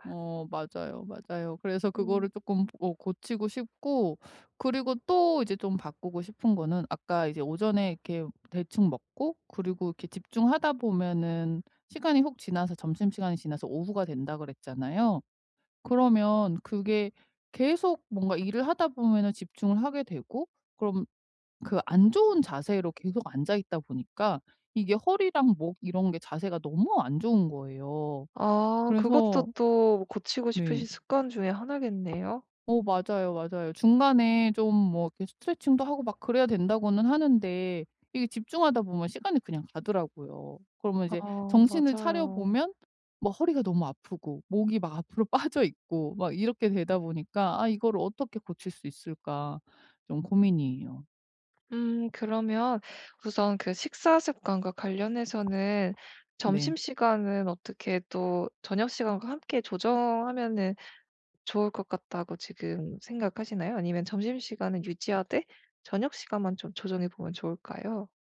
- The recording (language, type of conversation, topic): Korean, advice, 해로운 습관을 더 건강한 행동으로 어떻게 대체할 수 있을까요?
- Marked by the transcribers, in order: tapping; laughing while speaking: "빠져 있고"